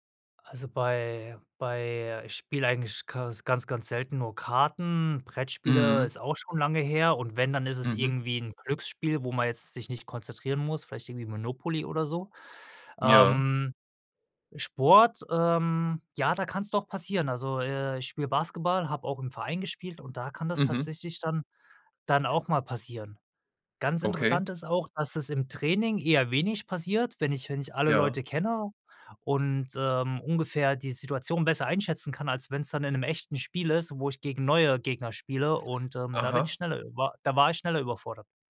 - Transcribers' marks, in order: none
- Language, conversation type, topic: German, podcast, Woran merkst du, dass dich zu viele Informationen überfordern?